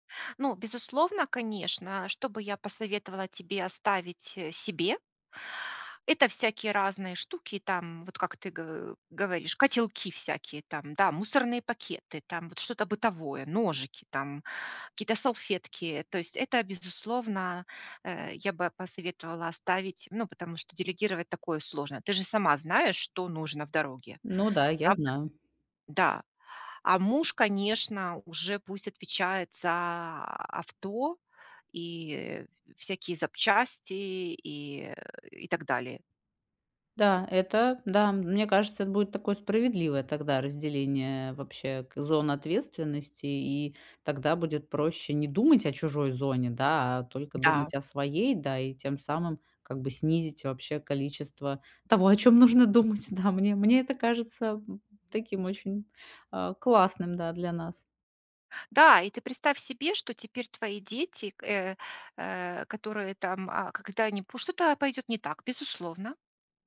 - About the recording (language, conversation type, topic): Russian, advice, Как мне меньше уставать и нервничать в поездках?
- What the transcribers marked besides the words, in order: laughing while speaking: "того, о чём нужно думать"